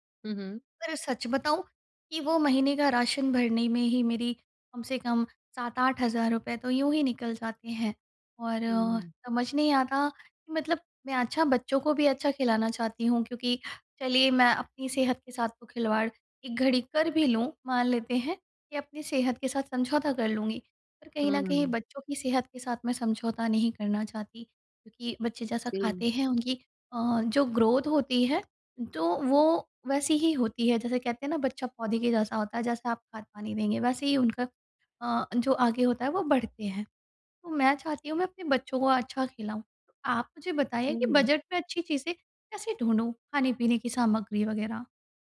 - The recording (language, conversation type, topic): Hindi, advice, बजट में अच्छी गुणवत्ता वाली चीज़ें कैसे ढूँढूँ?
- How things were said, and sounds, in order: in English: "ग्रोथ"; tapping